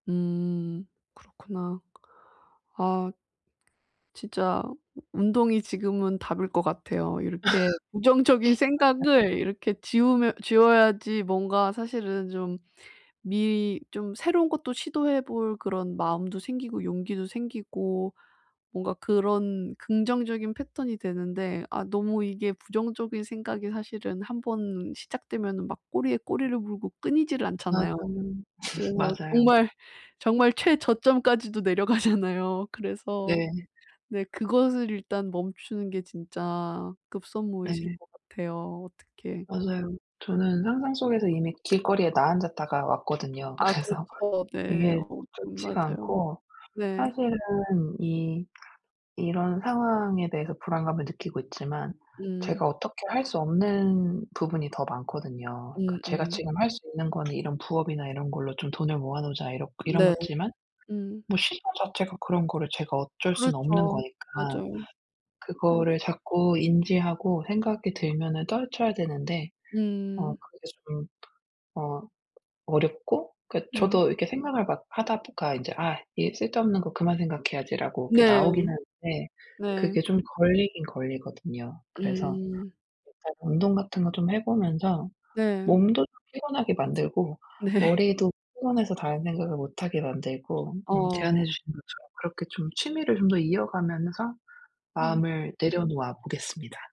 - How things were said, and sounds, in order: cough; sniff; laugh; laughing while speaking: "내려가잖아요"; other noise; laughing while speaking: "그래서"; "거지만" said as "것지만"; laughing while speaking: "네"
- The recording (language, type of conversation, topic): Korean, advice, 미래가 불확실해서 불안할 때 걱정을 줄이는 방법이 무엇인가요?